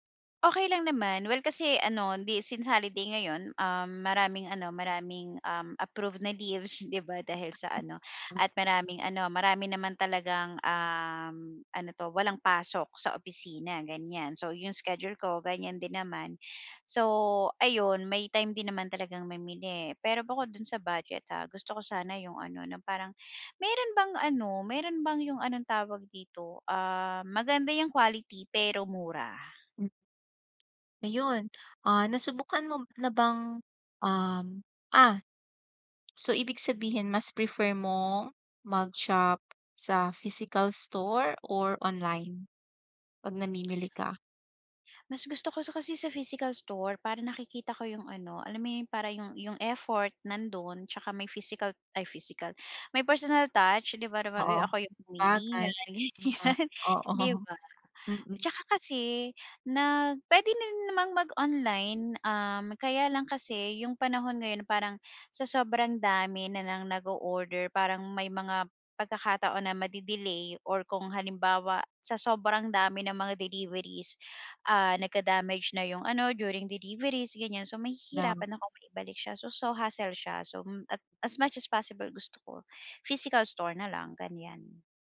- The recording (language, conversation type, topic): Filipino, advice, Bakit ako nalilito kapag napakaraming pagpipilian sa pamimili?
- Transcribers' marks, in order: tapping; other background noise; laughing while speaking: "Oo"; chuckle